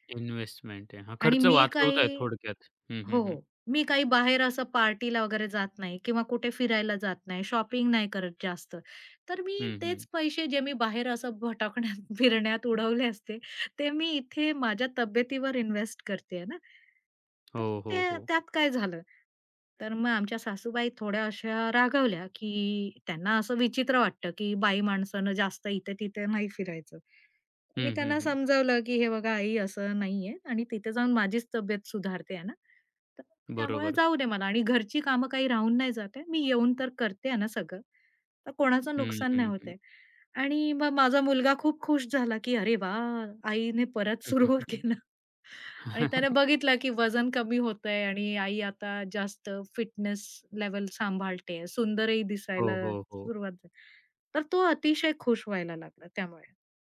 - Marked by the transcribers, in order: in English: "शॉपिंग"; laughing while speaking: "भटकण्यात फिरण्यात उडवले असते ते मी इथे"; tapping; laugh; laughing while speaking: "सुरू केलं"
- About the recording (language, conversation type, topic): Marathi, podcast, तुमच्या मुलांबरोबर किंवा कुटुंबासोबत घडलेला असा कोणता क्षण आहे, ज्यामुळे तुम्ही बदललात?